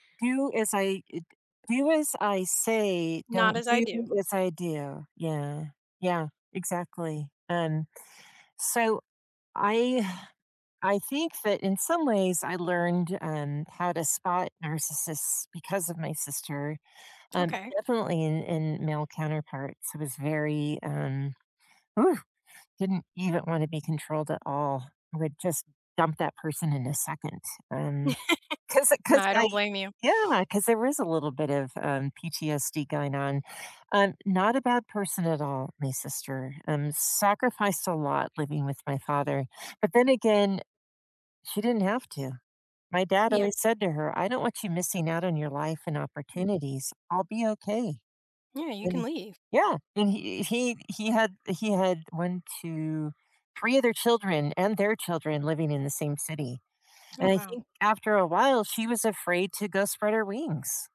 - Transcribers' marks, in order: tapping; laugh; background speech
- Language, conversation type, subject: English, unstructured, Why do some people try to control how others express themselves?